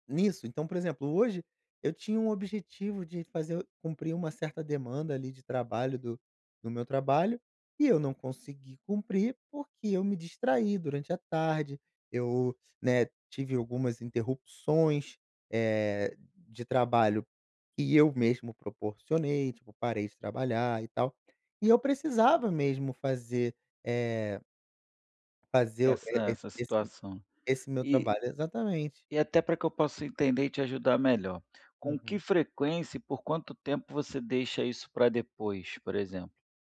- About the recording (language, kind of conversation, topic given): Portuguese, advice, Como você descreveria sua procrastinação constante em tarefas importantes?
- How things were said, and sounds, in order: none